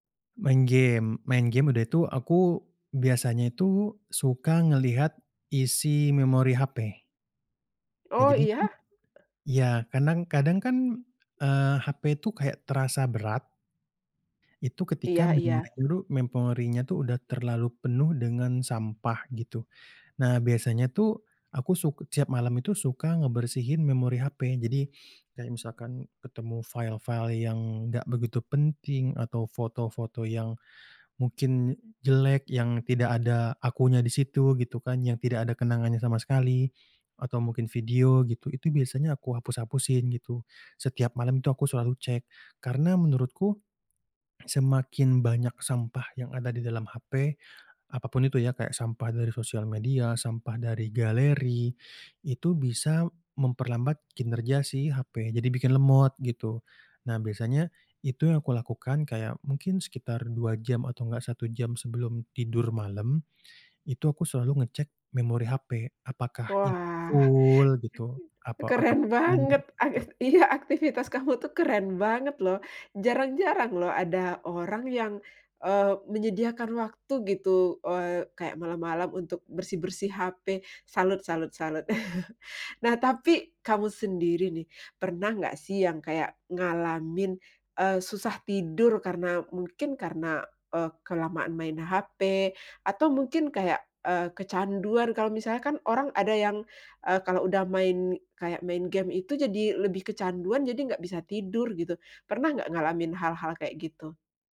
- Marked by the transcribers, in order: other background noise; chuckle; unintelligible speech; chuckle
- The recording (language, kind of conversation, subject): Indonesian, podcast, Bagaimana kebiasaanmu menggunakan ponsel pintar sehari-hari?